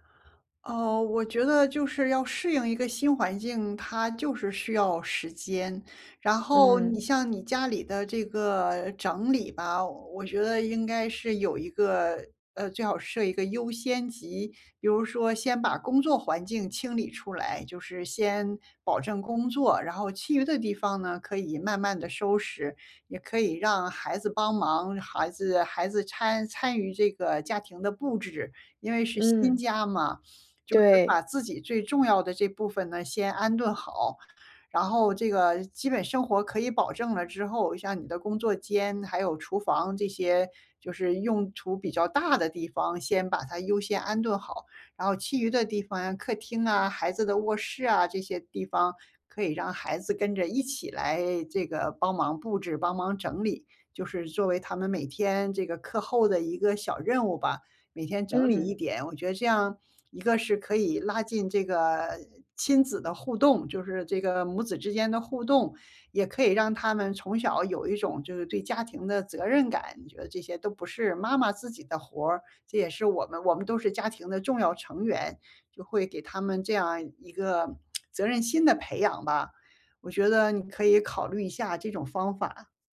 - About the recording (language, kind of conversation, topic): Chinese, advice, 如何适应生活中的重大变动？
- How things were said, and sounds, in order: other background noise; lip smack